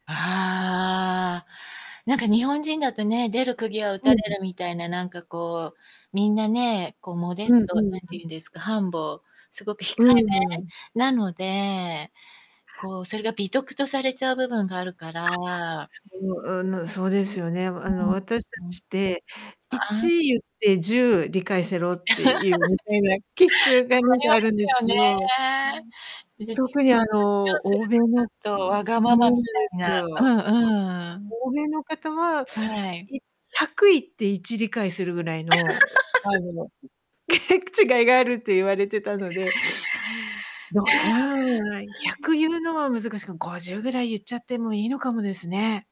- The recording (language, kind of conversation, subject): Japanese, advice, 昇給交渉が怖くて一歩踏み出せないのは、どのような場面ですか？
- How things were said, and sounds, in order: static; drawn out: "ああ"; in English: "モデスト"; put-on voice: "humble"; in English: "humble"; distorted speech; laugh; unintelligible speech; laugh; unintelligible speech; laugh; sniff; unintelligible speech